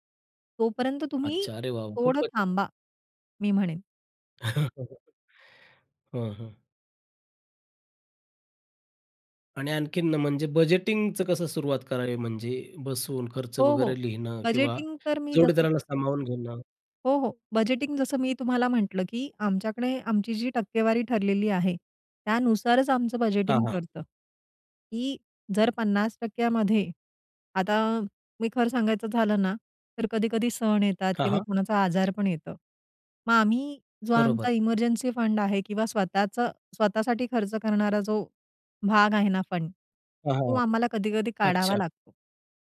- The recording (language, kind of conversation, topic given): Marathi, podcast, घरात आर्थिक निर्णय तुम्ही एकत्र कसे घेता?
- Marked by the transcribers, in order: chuckle; other background noise; tapping